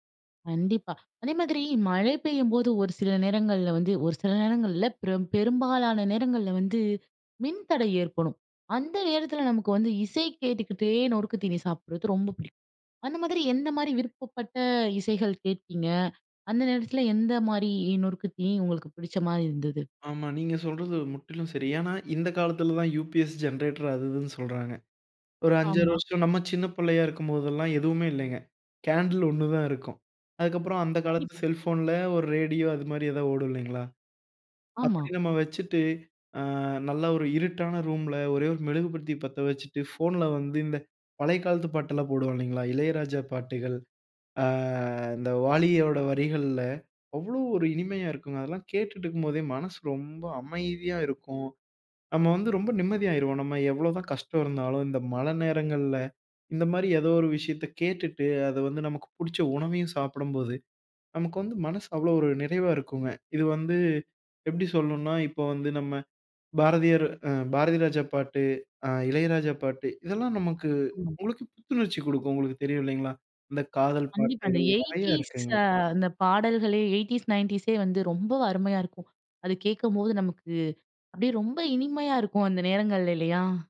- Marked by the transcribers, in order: "பிடித்த" said as "புடிச்ச"
- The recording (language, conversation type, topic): Tamil, podcast, மழைநாளில் உங்களுக்கு மிகவும் பிடிக்கும் சூடான சிற்றுண்டி என்ன?